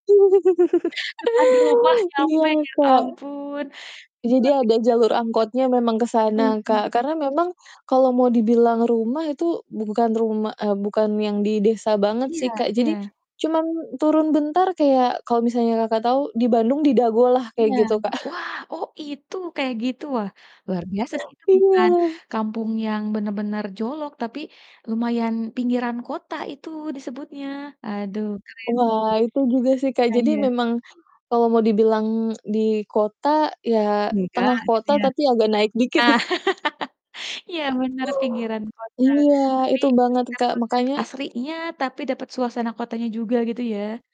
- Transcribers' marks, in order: laugh; distorted speech; chuckle; chuckle; other background noise; laugh; chuckle
- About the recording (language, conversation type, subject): Indonesian, podcast, Apa yang membuat rumahmu terasa seperti rumah yang sesungguhnya?